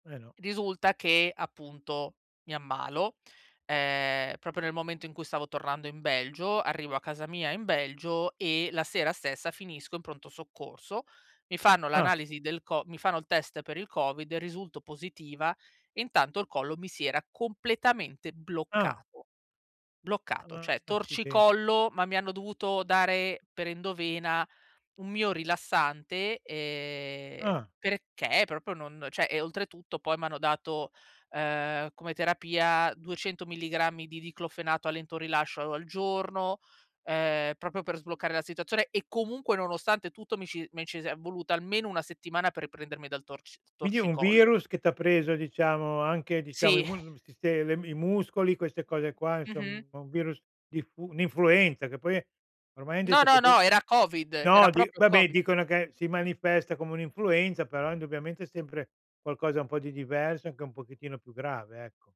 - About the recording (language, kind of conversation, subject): Italian, advice, Come posso dire no in modo chiaro e assertivo senza sentirmi in colpa?
- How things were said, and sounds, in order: "cioè" said as "ceh"; stressed: "torcicollo"; "cioè" said as "ceh"; "Diclofenac" said as "diclofenato"; stressed: "comunque"; exhale